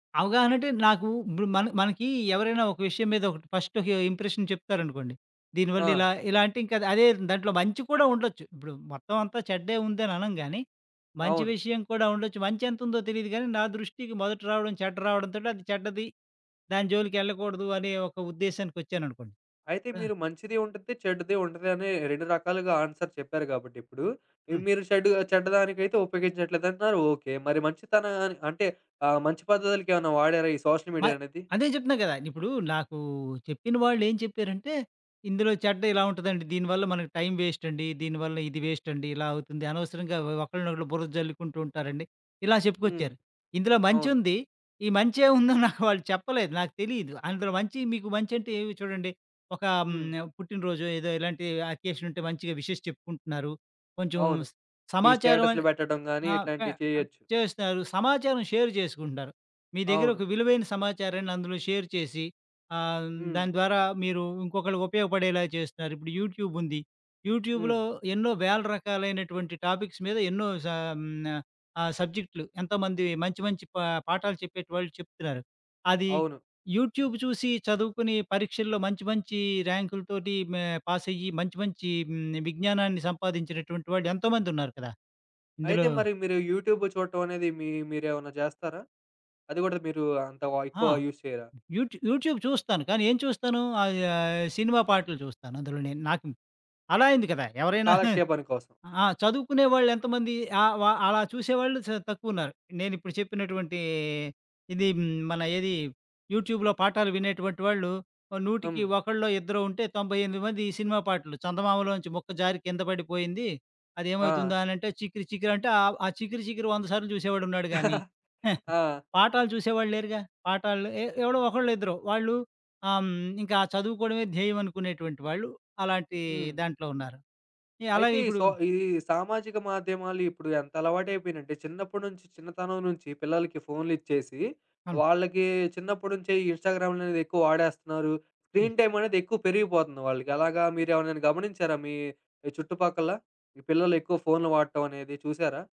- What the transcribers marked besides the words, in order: in English: "ఫస్ట్"; in English: "ఇంప్రెషన్"; in English: "ఆన్సర్"; in English: "సోషల్ మీడియా"; giggle; in English: "అకేషన్"; in English: "విషెస్"; in English: "షేర్"; in English: "షేర్"; in English: "యూట్యూబ్"; in English: "యూట్యూబ్‌లో"; in English: "టాపిక్స్"; in English: "యూట్యూబ్"; in English: "యూట్యూబ్"; in English: "యూజ్"; in English: "యూట్యూబ్"; giggle; in English: "యూట్యూబ్‌లో"; chuckle; giggle; in English: "స్క్రీన్‌టైమ్"
- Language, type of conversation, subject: Telugu, podcast, సామాజిక మాధ్యమాల్లో మీ పనిని సమర్థంగా ఎలా ప్రదర్శించాలి?